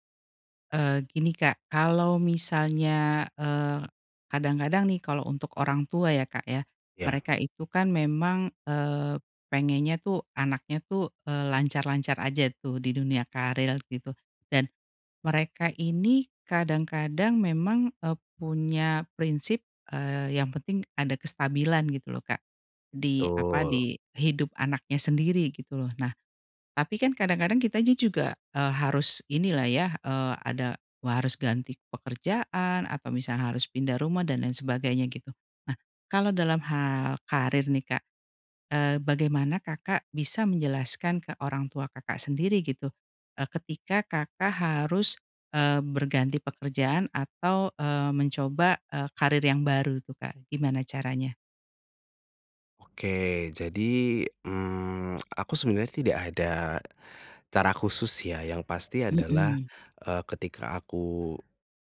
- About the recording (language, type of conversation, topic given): Indonesian, podcast, Bagaimana cara menjelaskan kepada orang tua bahwa kamu perlu mengubah arah karier dan belajar ulang?
- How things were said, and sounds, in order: "karir" said as "karil"; other background noise